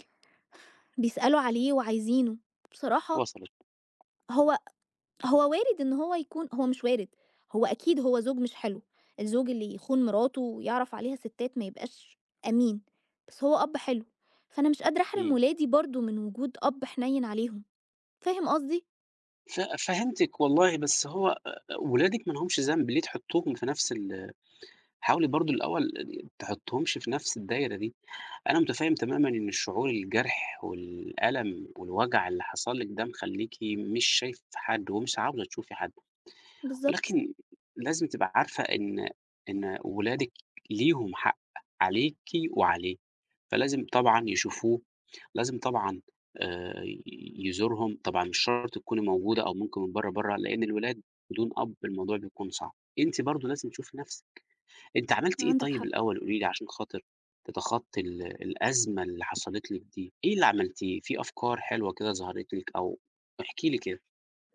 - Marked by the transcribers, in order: unintelligible speech; tapping
- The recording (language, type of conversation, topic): Arabic, advice, إزاي بتتعامل/ي مع الانفصال بعد علاقة طويلة؟